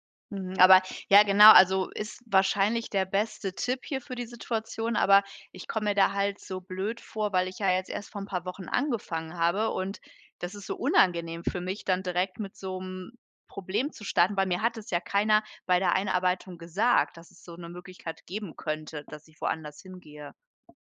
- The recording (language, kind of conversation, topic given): German, advice, Wie kann ich in einem geschäftigen Büro ungestörte Zeit zum konzentrierten Arbeiten finden?
- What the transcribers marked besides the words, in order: tapping